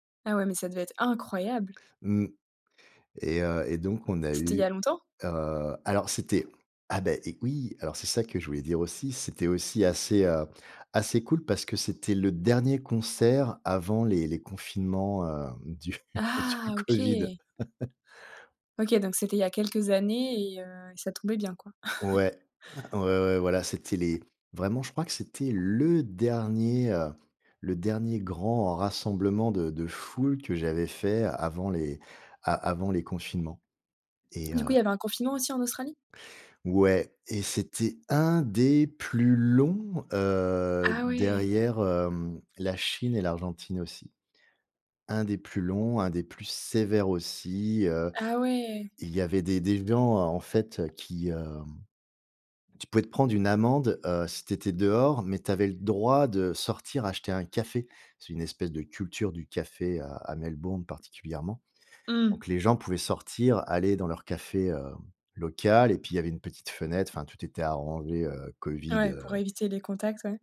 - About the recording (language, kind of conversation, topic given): French, podcast, Quelle expérience de concert inoubliable as-tu vécue ?
- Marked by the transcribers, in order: stressed: "incroyable"; surprised: "Ah ! OK"; laughing while speaking: "du du Covid"; chuckle; tapping; other background noise; tongue click; stressed: "des plus longs"; drawn out: "heu"; surprised: "Ah ! Oui"; stressed: "sévères"; surprised: "Ah ! Oui"